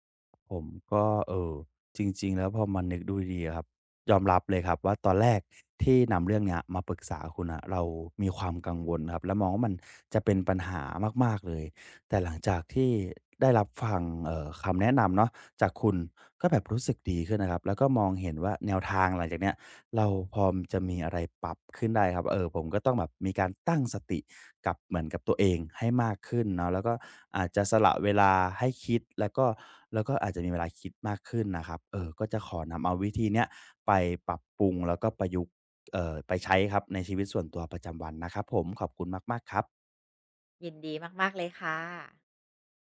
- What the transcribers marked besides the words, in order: tapping
- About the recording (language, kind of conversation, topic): Thai, advice, ฉันจะเปลี่ยนจากการตอบโต้แบบอัตโนมัติเป็นการเลือกตอบอย่างมีสติได้อย่างไร?